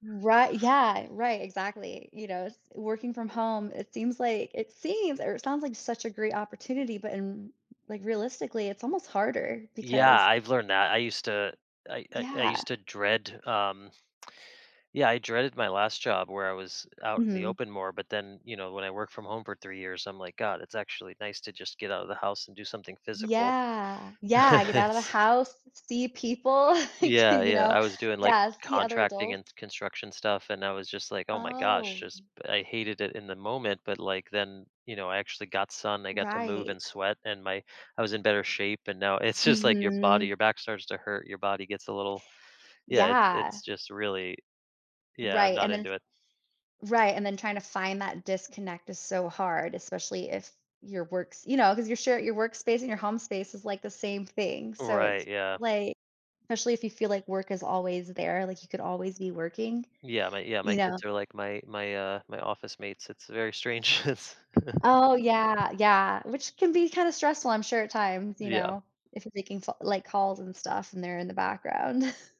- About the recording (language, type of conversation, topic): English, advice, How can I break my daily routine?
- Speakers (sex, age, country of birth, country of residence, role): female, 40-44, United States, United States, advisor; male, 35-39, United States, United States, user
- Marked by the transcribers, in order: stressed: "seems"; other background noise; drawn out: "Yeah"; laughing while speaking: "It's"; laugh; laughing while speaking: "like, you know"; laughing while speaking: "it's just, like"; inhale; background speech; laughing while speaking: "it's"; tapping; chuckle; laughing while speaking: "background"